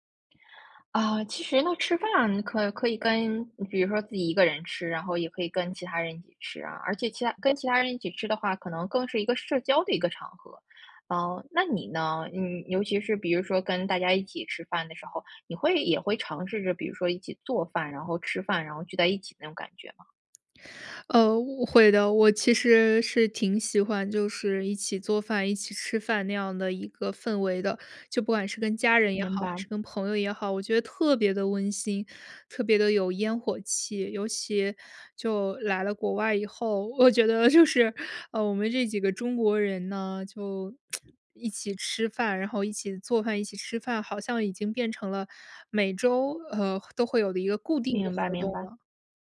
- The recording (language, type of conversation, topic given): Chinese, podcast, 你怎么看待大家一起做饭、一起吃饭时那种聚在一起的感觉？
- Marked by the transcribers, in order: other background noise; laughing while speaking: "我觉得就是"; tsk